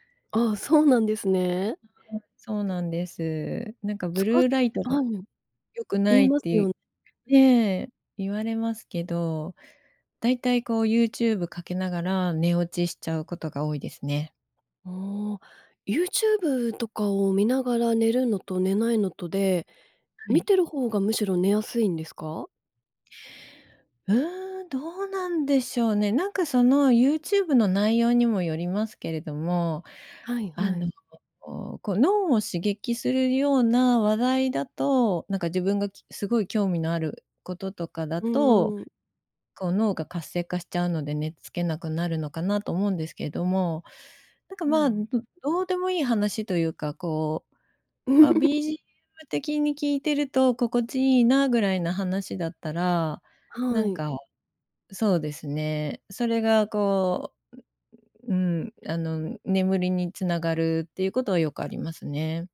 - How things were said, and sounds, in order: laugh
- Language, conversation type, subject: Japanese, podcast, 快適に眠るために普段どんなことをしていますか？
- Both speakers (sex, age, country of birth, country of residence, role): female, 35-39, Japan, Japan, host; female, 55-59, Japan, Japan, guest